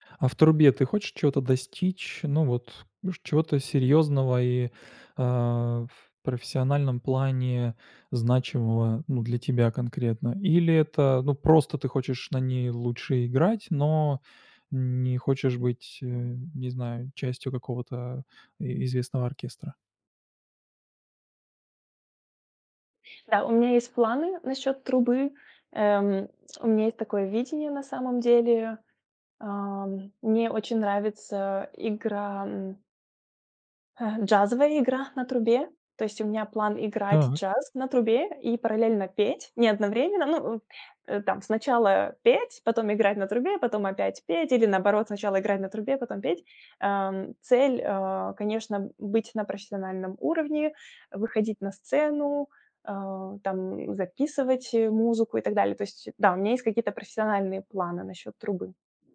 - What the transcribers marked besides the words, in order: none
- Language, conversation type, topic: Russian, advice, Как вы справляетесь со страхом критики вашего творчества или хобби?